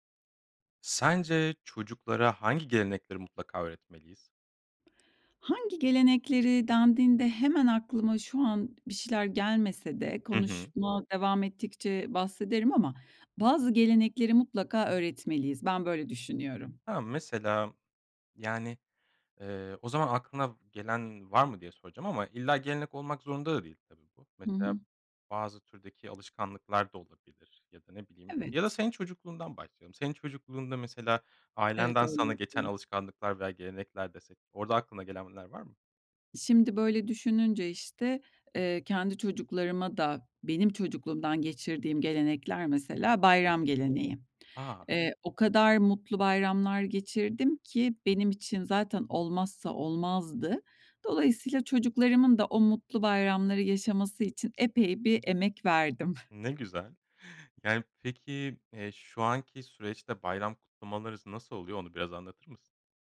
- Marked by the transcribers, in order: tapping; unintelligible speech
- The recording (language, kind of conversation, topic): Turkish, podcast, Çocuklara hangi gelenekleri mutlaka öğretmeliyiz?